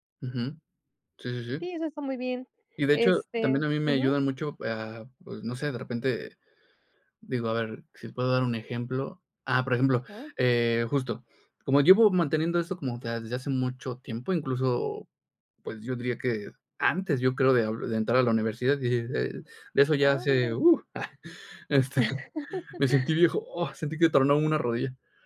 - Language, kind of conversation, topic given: Spanish, podcast, ¿Qué hábitos te ayudan a mantener la creatividad día a día?
- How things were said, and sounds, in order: chuckle; laugh